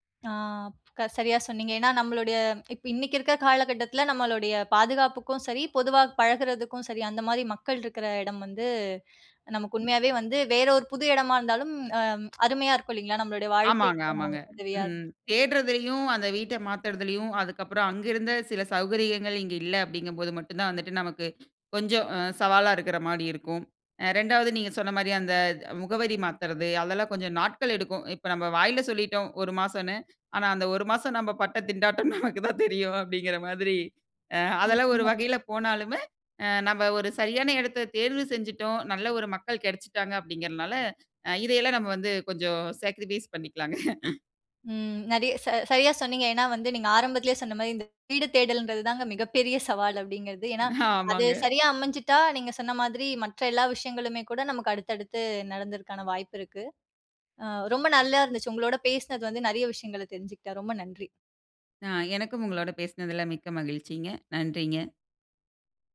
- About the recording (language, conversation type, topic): Tamil, podcast, குடியேறும் போது நீங்கள் முதன்மையாக சந்திக்கும் சவால்கள் என்ன?
- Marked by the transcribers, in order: drawn out: "ஆ"; unintelligible speech; laughing while speaking: "திண்டாட்டம் நமக்கு தான் தெரியும்"; other background noise; in English: "சாக்ரிஃபைஸ்"; laugh; laughing while speaking: "ஆமாங்க"; "நடக்குறதுக்கான" said as "நடந்தற்கான"